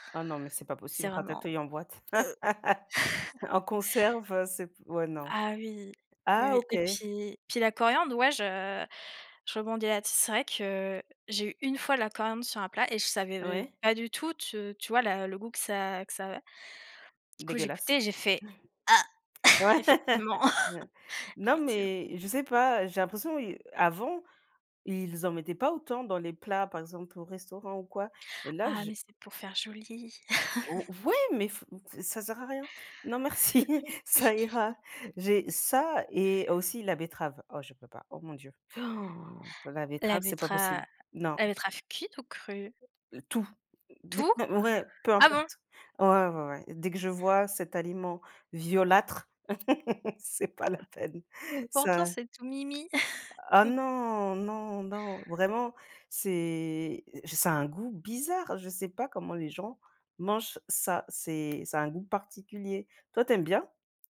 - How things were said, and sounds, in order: disgusted: "heu"; chuckle; laugh; other noise; laughing while speaking: "Ouais"; disgusted: "heu"; chuckle; chuckle; laughing while speaking: "Oui"; laughing while speaking: "merci, ça ira"; stressed: "ça"; gasp; laughing while speaking: "D"; surprised: "Tout ? Ah bon ?"; stressed: "violâtre"; laugh; laughing while speaking: "C'est pas la peine"; chuckle
- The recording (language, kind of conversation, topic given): French, unstructured, Qu’est-ce qui te dégoûte le plus dans un plat ?
- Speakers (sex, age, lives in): female, 20-24, France; female, 35-39, Spain